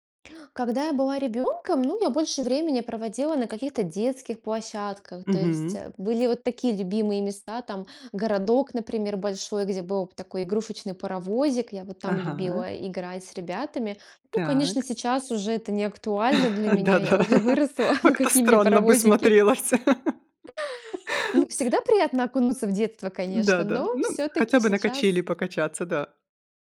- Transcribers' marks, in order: laugh; laughing while speaking: "Да-да, как-то странно бы смотрелась"
- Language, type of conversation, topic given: Russian, podcast, Где тебе больше всего нравится проводить свободное время и почему?